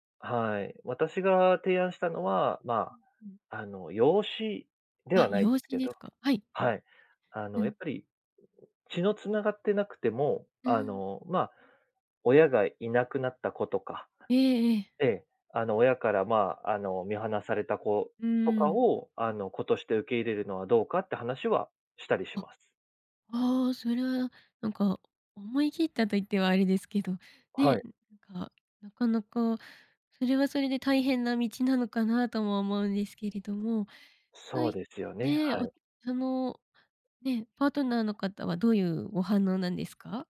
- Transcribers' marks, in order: other noise
- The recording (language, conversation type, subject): Japanese, podcast, 子どもを持つかどうか、どのように考えましたか？